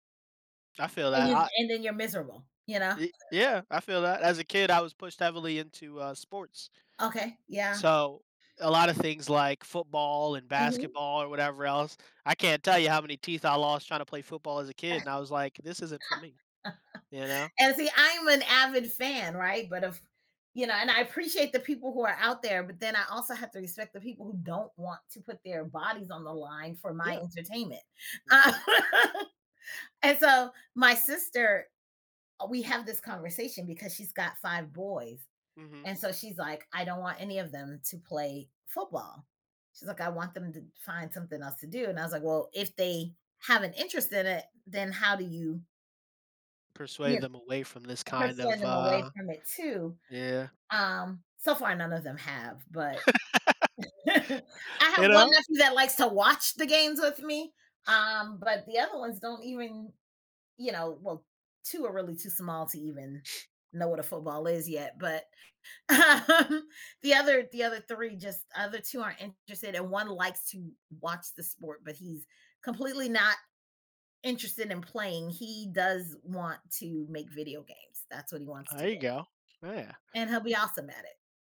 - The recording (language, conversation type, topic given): English, unstructured, How do your hopes for the future shape the choices you make today?
- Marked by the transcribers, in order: background speech; laugh; laugh; tapping; chuckle; laugh; laughing while speaking: "um"; other background noise